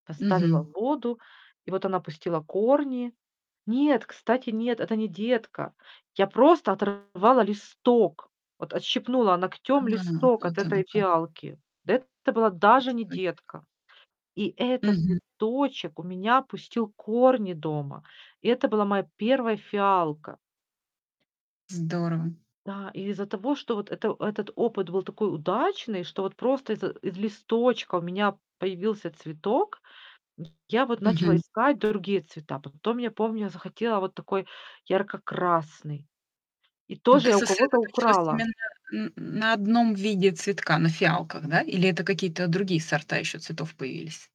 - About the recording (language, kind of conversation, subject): Russian, podcast, Как вообще начать заниматься садоводством в квартире?
- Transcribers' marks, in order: static; distorted speech; tapping; other noise